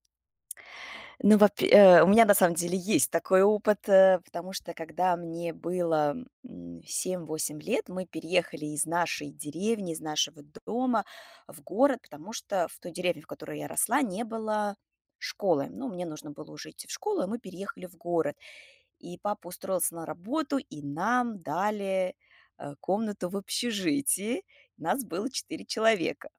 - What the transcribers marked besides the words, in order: none
- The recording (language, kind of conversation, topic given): Russian, podcast, Как создать ощущение простора в маленькой комнате?
- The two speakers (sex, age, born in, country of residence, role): female, 35-39, Russia, United States, guest; female, 45-49, Russia, France, host